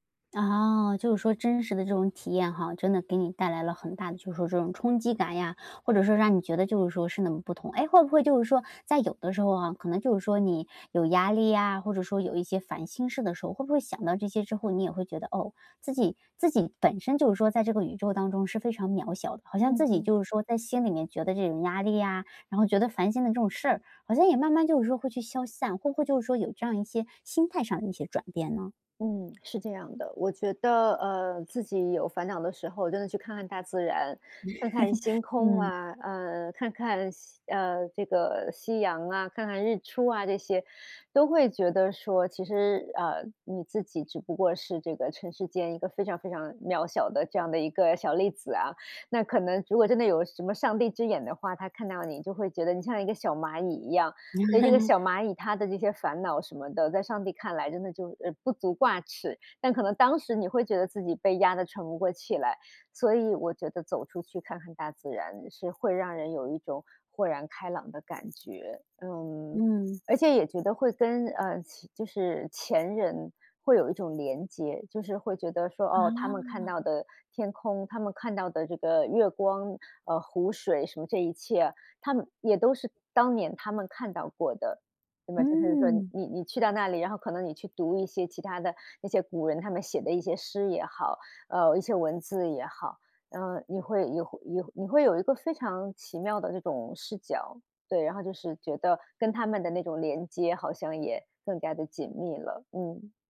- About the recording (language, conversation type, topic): Chinese, podcast, 有没有一次旅行让你突然觉得自己很渺小？
- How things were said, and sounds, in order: laugh; other background noise; laugh; trusting: "嗯"